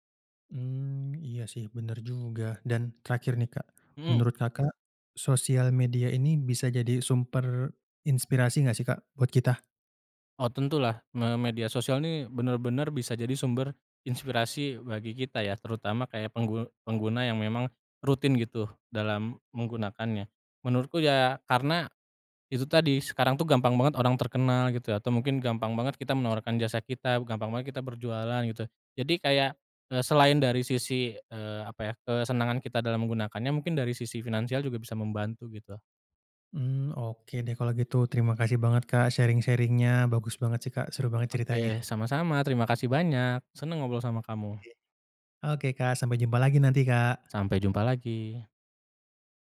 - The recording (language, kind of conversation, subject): Indonesian, podcast, Bagaimana pengaruh media sosial terhadap selera hiburan kita?
- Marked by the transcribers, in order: "sumber" said as "sumper"; in English: "sharing-sharing-nya"